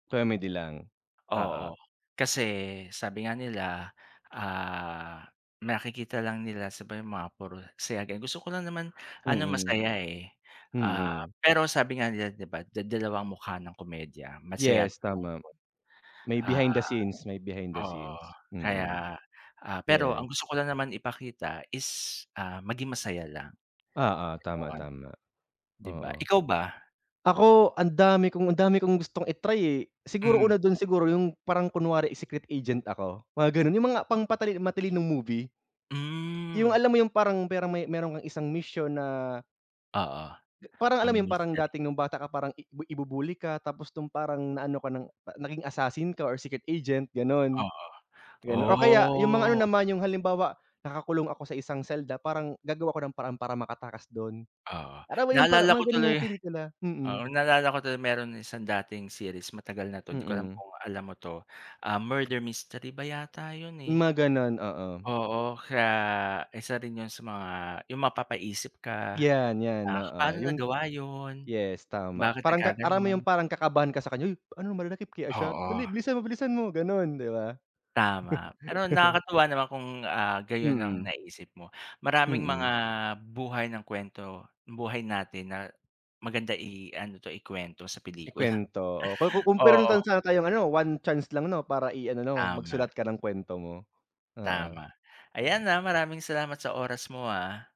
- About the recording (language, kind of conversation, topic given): Filipino, unstructured, Aling pelikula ang sa tingin mo ay nakakatuwa at nakapagpapagaan ng loob?
- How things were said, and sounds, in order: tapping; in English: "behind the scenes"; in English: "behind the scenes"; in English: "secret agent"; in English: "secret agent"; drawn out: "oh"; in English: "murder mystery"; laugh; chuckle